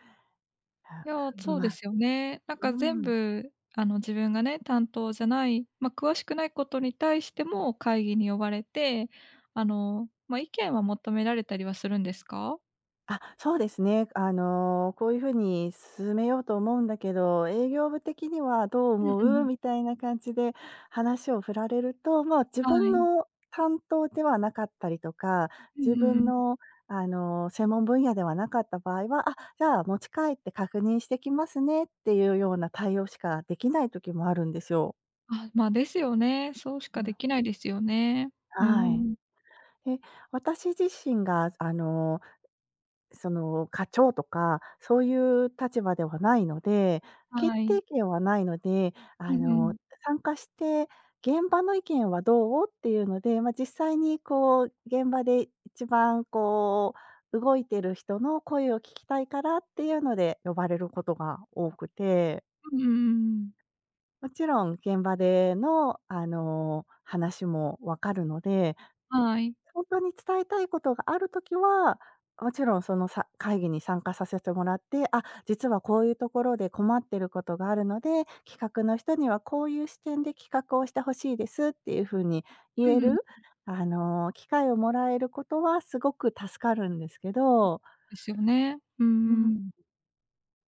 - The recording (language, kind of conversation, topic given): Japanese, advice, 会議が長引いて自分の仕事が進まないのですが、どうすれば改善できますか？
- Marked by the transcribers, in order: background speech; other background noise; tapping